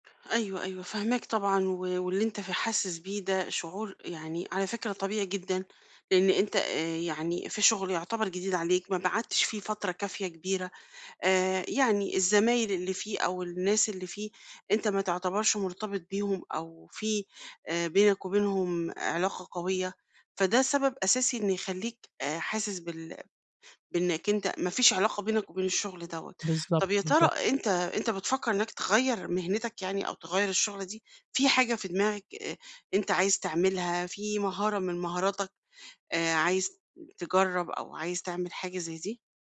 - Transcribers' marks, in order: "قعدتش" said as "باقعدتش"
- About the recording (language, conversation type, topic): Arabic, advice, إزاي ألاقي معنى وهدف في شغلي الحالي وأعرف لو مناسب ليا؟